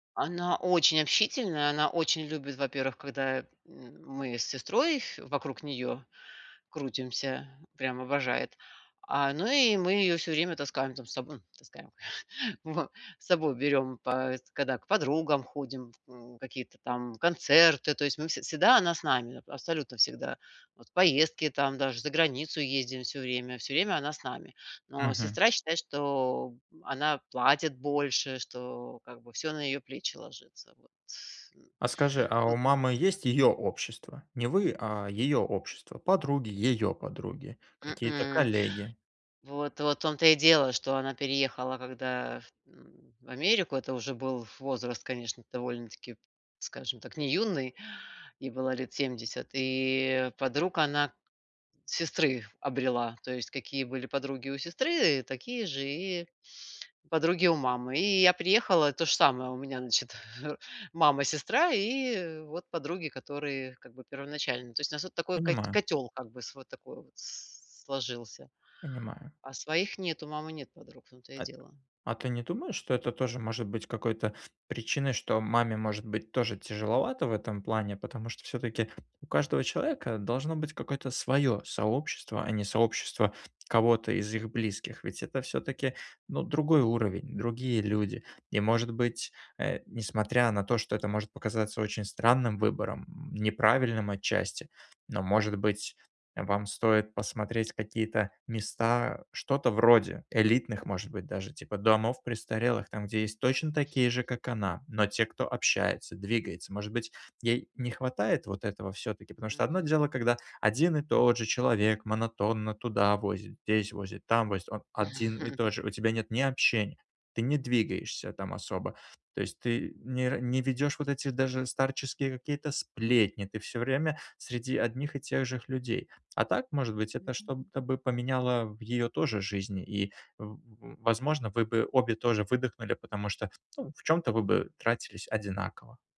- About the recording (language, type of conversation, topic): Russian, advice, Как организовать уход за пожилым родителем и решить семейные споры о заботе и расходах?
- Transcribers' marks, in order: stressed: "её"; "значит" said as "начит"; chuckle; other noise; tapping; other background noise; chuckle; "же" said as "жех"